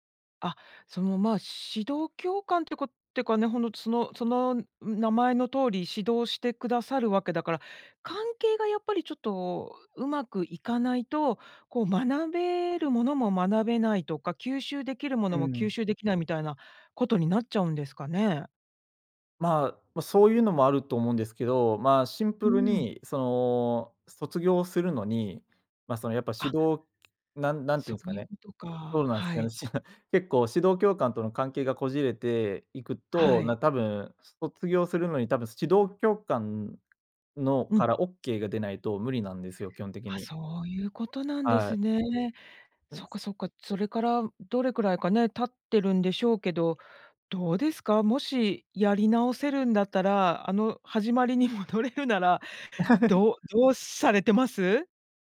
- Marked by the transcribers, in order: tapping; laugh; laughing while speaking: "戻れるなら"; laugh
- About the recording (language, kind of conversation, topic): Japanese, podcast, 失敗からどのようなことを学びましたか？